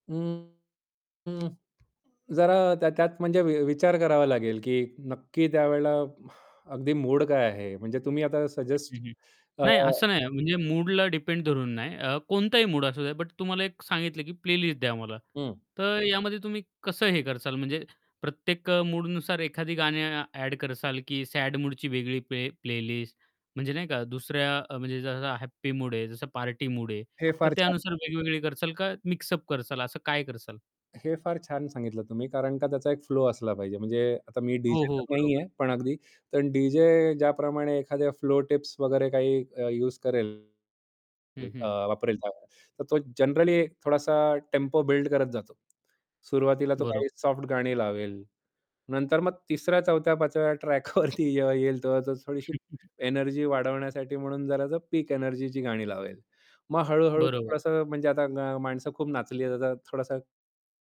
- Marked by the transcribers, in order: distorted speech; tapping; static; other background noise; in English: "प्लेलिस्ट"; "कराल" said as "करसाल"; "कराल" said as "करसाल"; in English: "प्लेलिस्ट"; "कराल" said as "करसाल"; "कराल" said as "करसाल"; "कराल" said as "करसाल"; in English: "जनरली"; laughing while speaking: "ट्रॅकवरती जेव्हा येईल"; chuckle
- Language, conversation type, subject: Marathi, podcast, तू आमच्यासाठी प्लेलिस्ट बनवलीस, तर त्यात कोणती गाणी टाकशील?